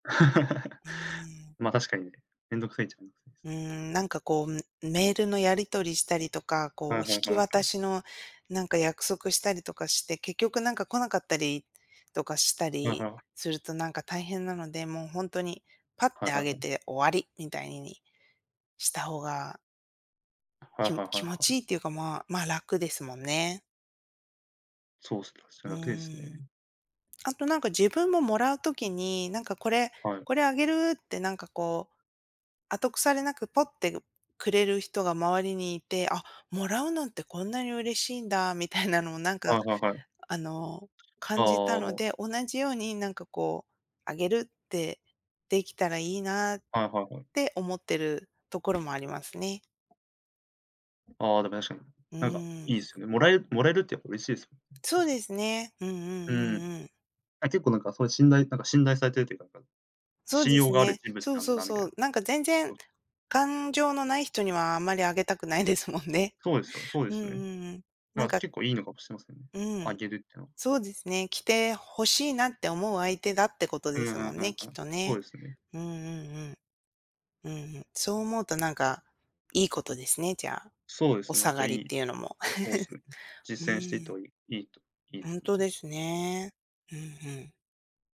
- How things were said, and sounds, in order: chuckle; other background noise; tapping; unintelligible speech; laughing while speaking: "ないですもんね"; chuckle
- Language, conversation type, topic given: Japanese, podcast, 自分の服の好みはこれまでどう変わってきましたか？